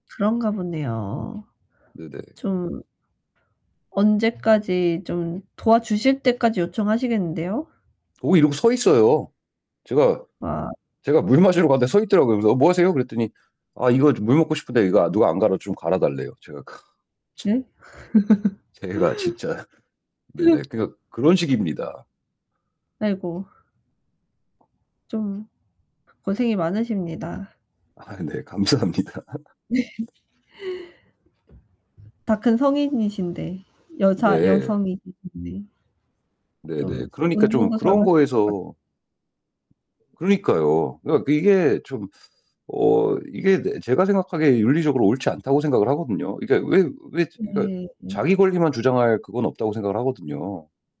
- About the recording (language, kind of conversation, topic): Korean, advice, 사회적 압력 속에서도 어떻게 윤리적 판단을 지킬 수 있을까요?
- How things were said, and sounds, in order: other background noise; tapping; laugh; laughing while speaking: "아 네. 감사합니다"; static; laughing while speaking: "네"; distorted speech